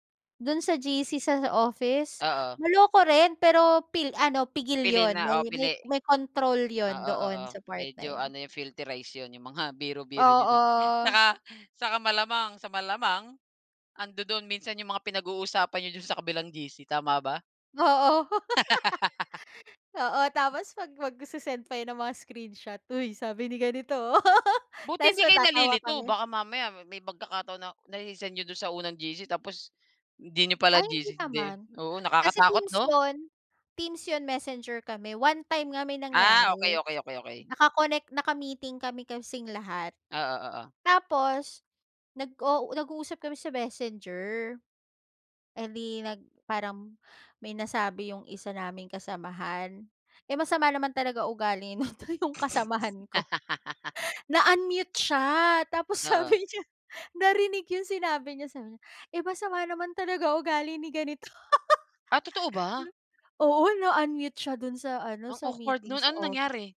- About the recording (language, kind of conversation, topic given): Filipino, podcast, Ano ang masasabi mo tungkol sa epekto ng mga panggrupong usapan at pakikipag-chat sa paggamit mo ng oras?
- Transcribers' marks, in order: in English: "filterize"; laughing while speaking: "mga"; laughing while speaking: "Tsaka saka malamang"; joyful: "Oo. Oo, tapos pag magse-send … Tapos matatawa kami"; laughing while speaking: "Oo"; laugh; laugh; joyful: "ugali nito yung kasamahan ko … ugali ni ganito"; laughing while speaking: "ugali nito yung kasamahan ko"; laughing while speaking: "tapos sabi niya"; laugh; in English: "awkward"